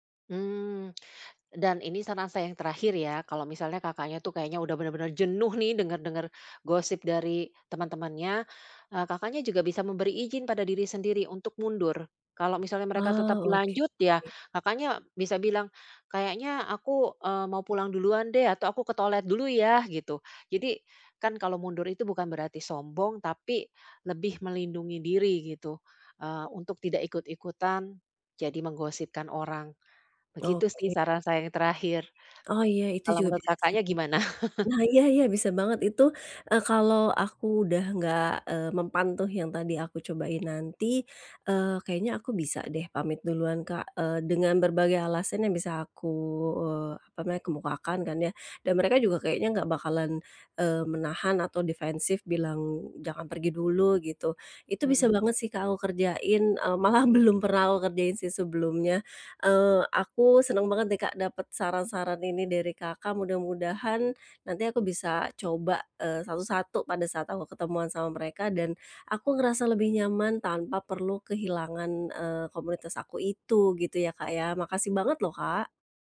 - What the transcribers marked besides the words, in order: chuckle; tapping
- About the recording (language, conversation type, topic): Indonesian, advice, Bagaimana cara menetapkan batasan yang sehat di lingkungan sosial?